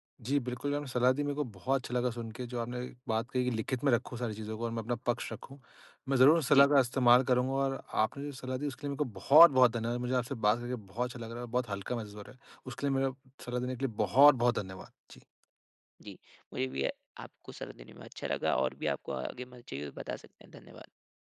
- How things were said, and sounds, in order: none
- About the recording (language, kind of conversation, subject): Hindi, advice, मैं अपने योगदान की मान्यता कैसे सुनिश्चित कर सकता/सकती हूँ?